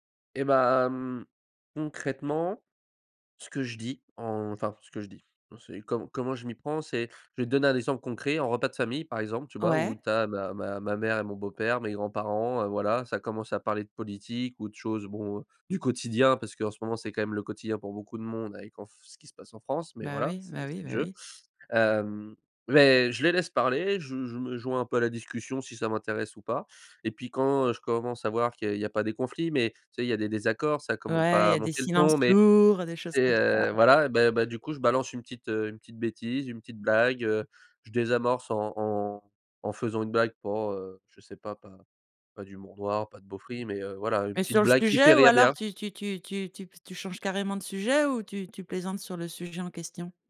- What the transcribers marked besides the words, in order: stressed: "du quotidien"; stressed: "mais"
- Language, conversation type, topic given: French, podcast, Comment utilises-tu l’humour pour détendre une discussion ?